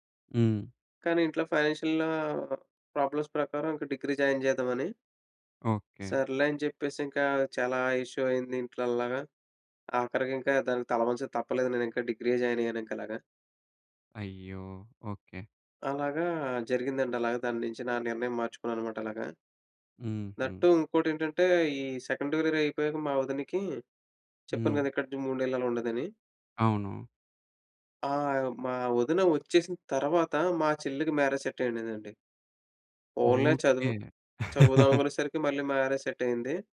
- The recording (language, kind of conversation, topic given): Telugu, podcast, కుటుంబ నిరీక్షణలు మీ నిర్ణయాలపై ఎలా ప్రభావం చూపించాయి?
- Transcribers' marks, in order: in English: "ఫైనాన్షియల్‌లా ప్రాబ్లమ్స్"; in English: "డిగ్రీ జాయిన్"; in English: "ఇష్యూ"; in English: "దట్ టూ"; in English: "మ్యారేజ్"; laugh; in English: "మ్యారేజ్"